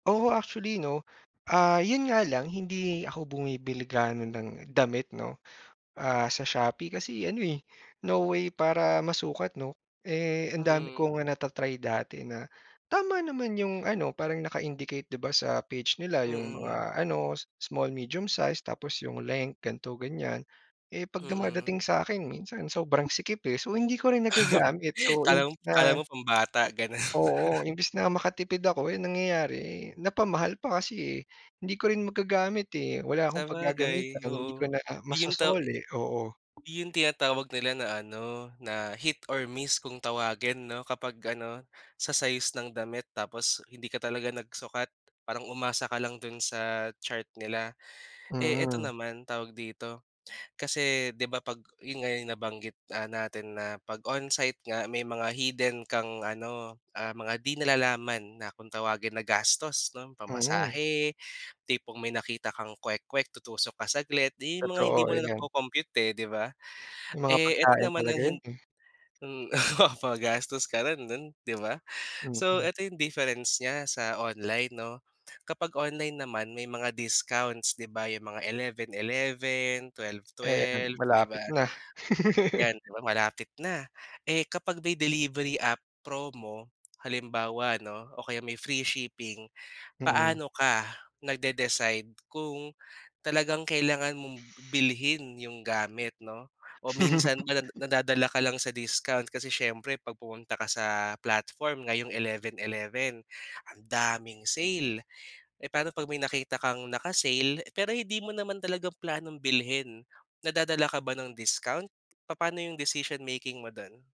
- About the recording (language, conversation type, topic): Filipino, podcast, Paano binago ng mga aplikasyon sa paghahatid ang paraan mo ng pamimili?
- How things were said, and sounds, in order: laugh; tapping; chuckle; other background noise; laughing while speaking: "oh mapagastos ka rin dun 'di ba"; laugh; laugh